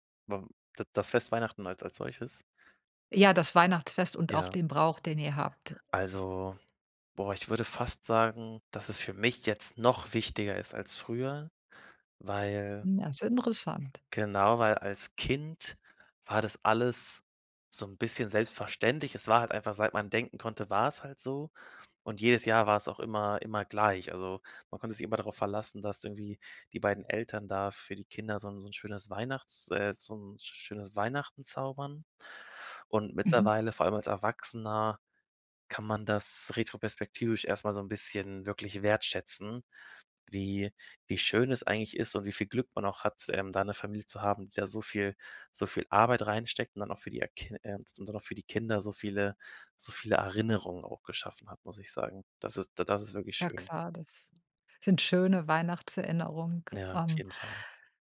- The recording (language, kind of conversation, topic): German, podcast, Welche Geschichte steckt hinter einem Familienbrauch?
- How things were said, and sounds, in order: none